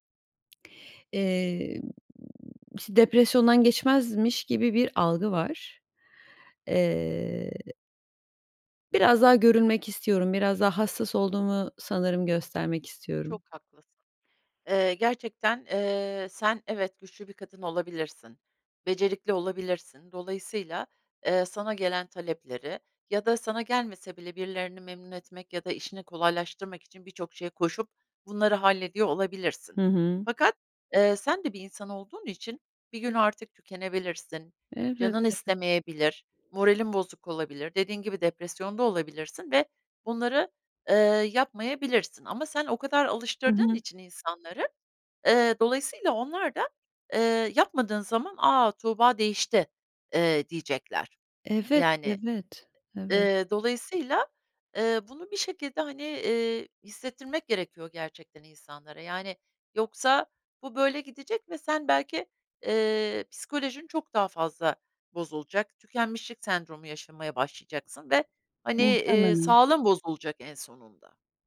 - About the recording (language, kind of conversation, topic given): Turkish, advice, Herkesi memnun etmeye çalışırken neden sınır koymakta zorlanıyorum?
- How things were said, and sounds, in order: tapping; other background noise